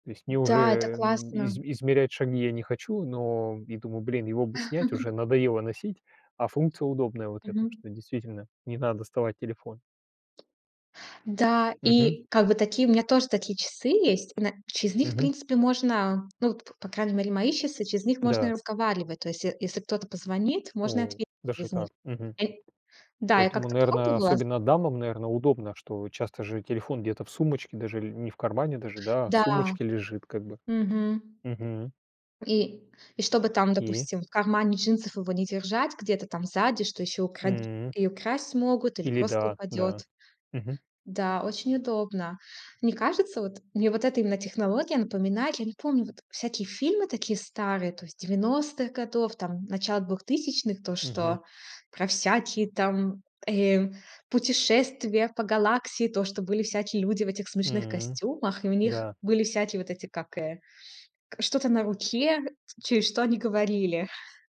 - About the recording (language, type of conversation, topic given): Russian, unstructured, Какие гаджеты делают твою жизнь проще?
- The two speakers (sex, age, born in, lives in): female, 25-29, Russia, United States; male, 45-49, Russia, Germany
- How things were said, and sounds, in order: laugh; tapping